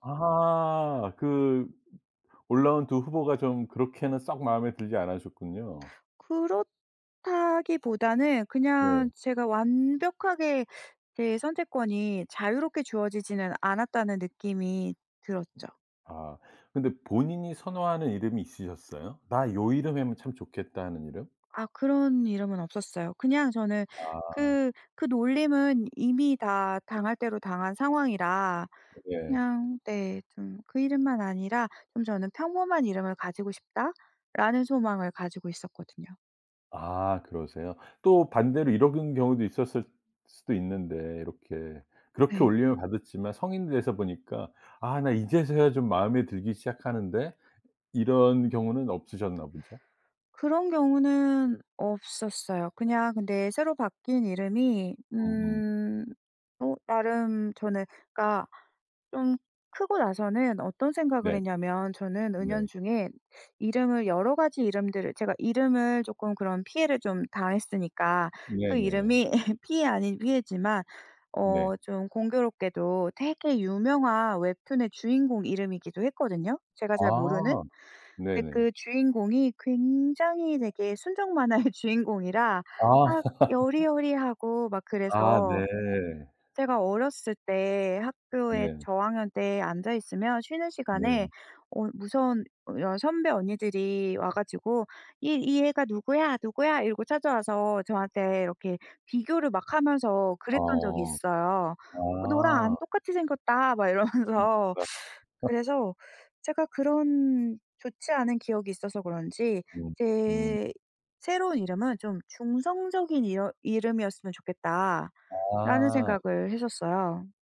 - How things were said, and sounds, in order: tapping; other background noise; "놀림을" said as "올림을"; laugh; laughing while speaking: "순정만화의"; laugh; laughing while speaking: "막 이러면서"
- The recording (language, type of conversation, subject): Korean, podcast, 네 이름에 담긴 이야기나 의미가 있나요?